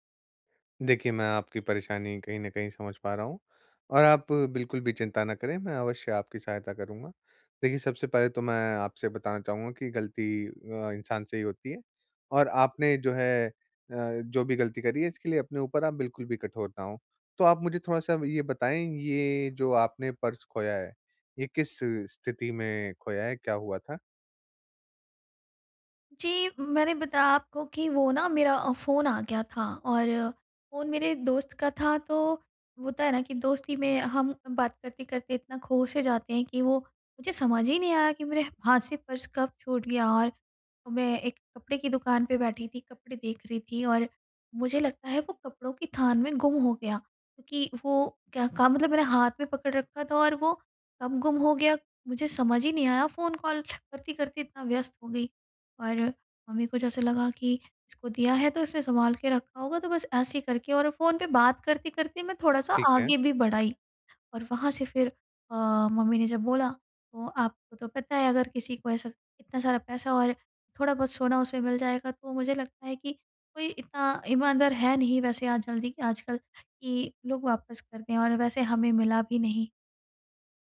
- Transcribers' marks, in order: in English: "पर्स"; in English: "पर्स"; in English: "कॉल"
- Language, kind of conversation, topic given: Hindi, advice, गलती की जिम्मेदारी लेकर माफी कैसे माँगूँ और सुधार कैसे करूँ?